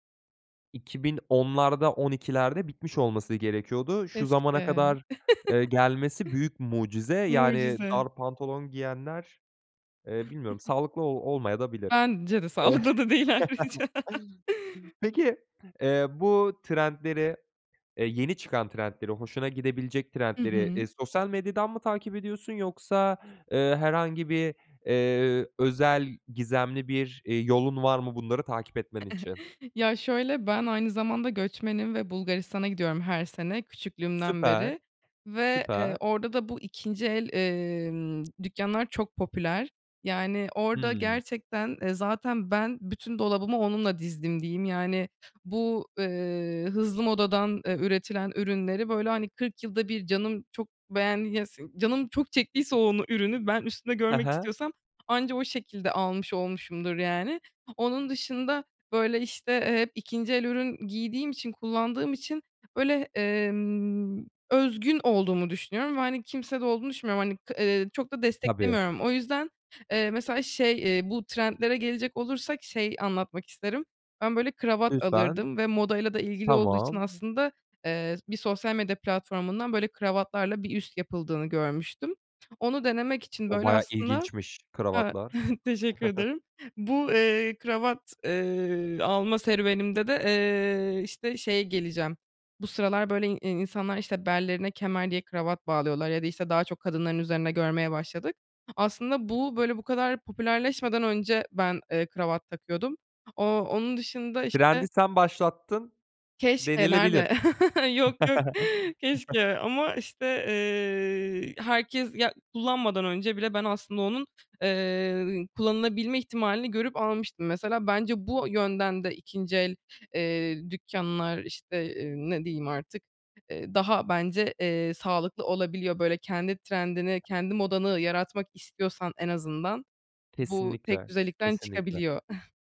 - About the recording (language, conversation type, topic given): Turkish, podcast, Moda trendleri seni ne kadar etkiler?
- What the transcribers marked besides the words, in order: chuckle; chuckle; laughing while speaking: "Sağlıklı da değil ayrıca"; laughing while speaking: "Eee"; chuckle; chuckle; other background noise; laughing while speaking: "teşekkür ederim"; chuckle; chuckle; laughing while speaking: "Yok, yok, keşke"; chuckle; tapping; chuckle